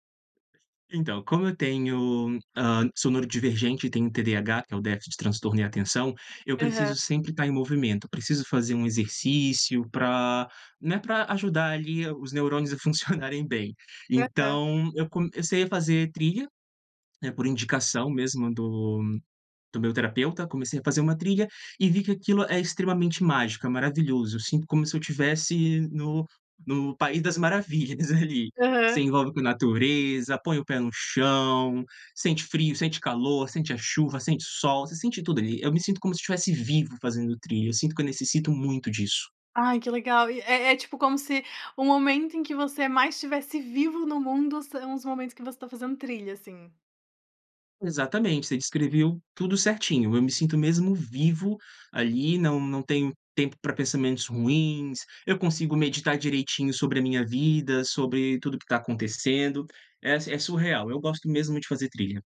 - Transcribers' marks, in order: other background noise
- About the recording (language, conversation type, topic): Portuguese, podcast, Já passou por alguma surpresa inesperada durante uma trilha?